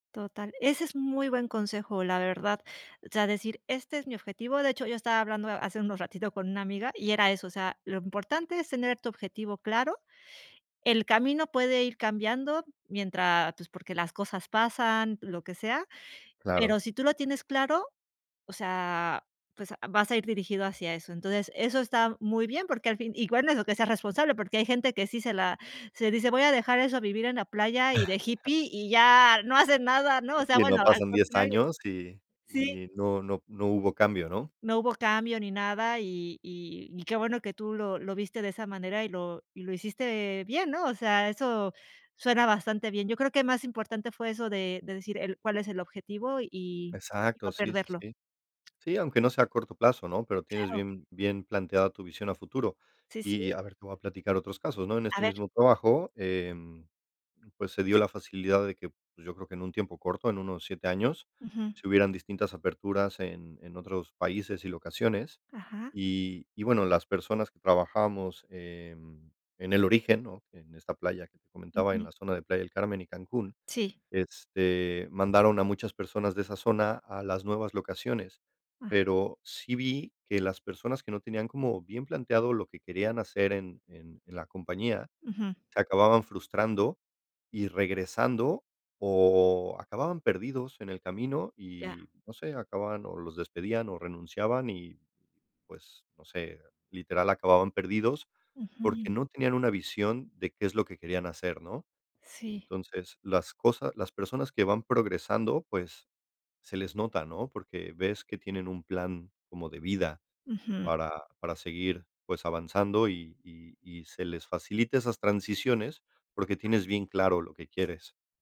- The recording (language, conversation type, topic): Spanish, podcast, ¿Qué errores cometiste al empezar la transición y qué aprendiste?
- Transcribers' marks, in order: chuckle; other background noise